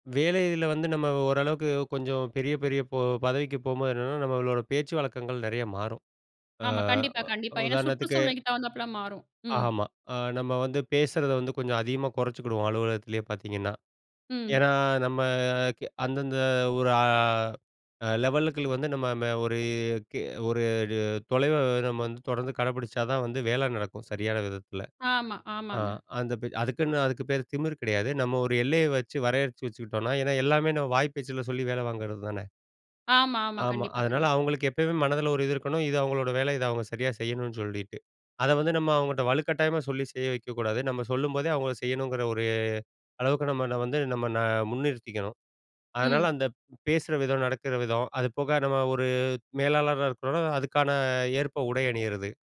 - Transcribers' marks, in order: tapping; drawn out: "நம்ம"
- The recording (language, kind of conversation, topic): Tamil, podcast, பண வருமானமும் வேலை மாற்றமும் உங்கள் தோற்றத்தை எப்படிப் பாதிக்கின்றன?